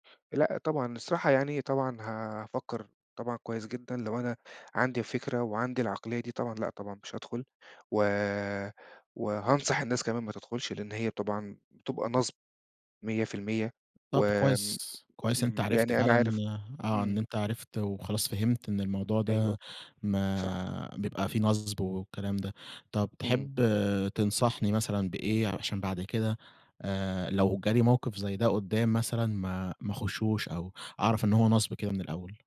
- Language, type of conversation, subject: Arabic, podcast, إيه هو قرار بسيط أخدته وغيّر مجرى حياتك؟
- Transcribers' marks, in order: unintelligible speech; tapping